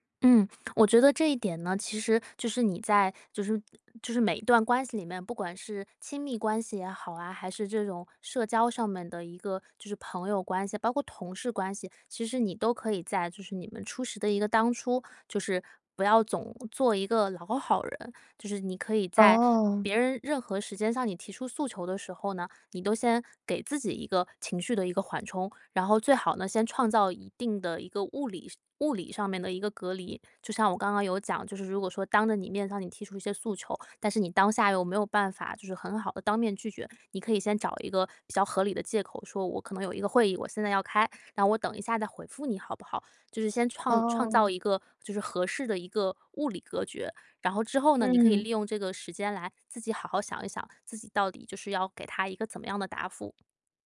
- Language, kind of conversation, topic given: Chinese, advice, 我总是很难说“不”，还经常被别人利用，该怎么办？
- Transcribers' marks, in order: none